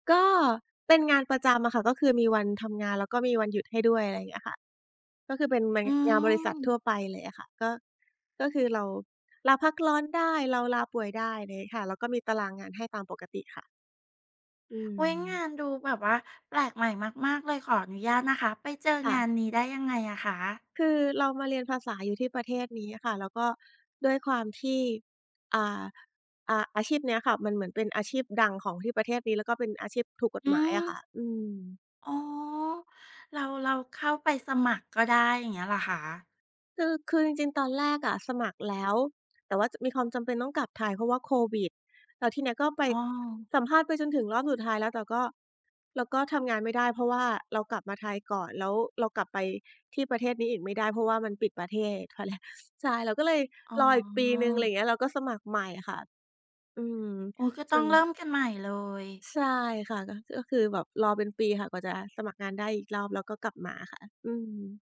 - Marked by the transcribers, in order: other background noise
- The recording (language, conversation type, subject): Thai, podcast, คุณทำอย่างไรถึงจะจัดสมดุลระหว่างชีวิตกับงานให้มีความสุข?